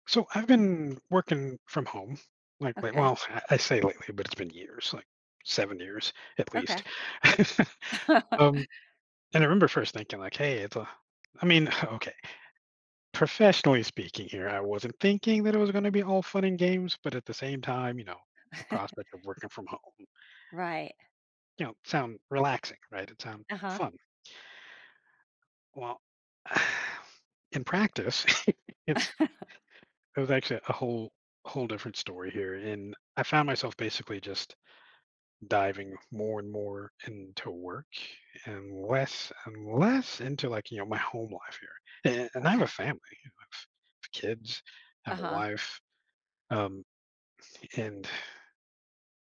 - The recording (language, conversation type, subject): English, advice, How can I balance work and personal life?
- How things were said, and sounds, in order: chuckle; tapping; chuckle; exhale; chuckle; exhale